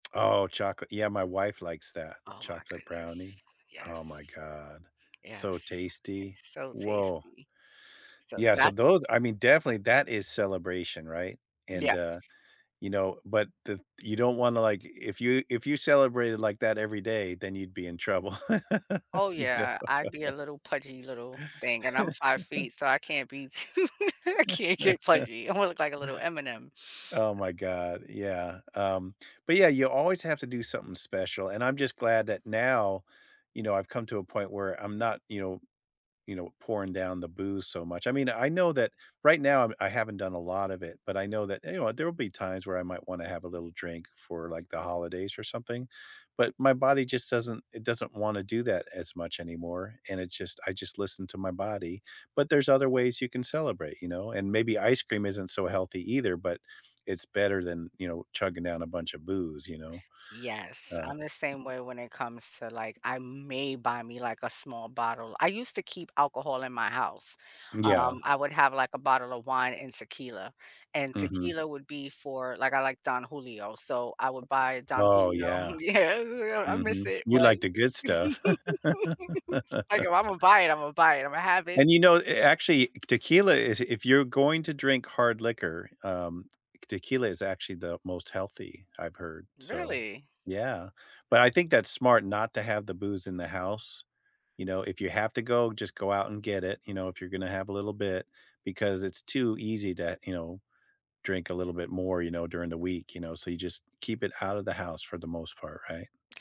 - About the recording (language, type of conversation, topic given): English, unstructured, How do you celebrate your big wins and everyday small victories?
- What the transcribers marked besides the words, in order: laugh; laughing while speaking: "You know?"; laugh; laughing while speaking: "too"; laugh; other background noise; unintelligible speech; laugh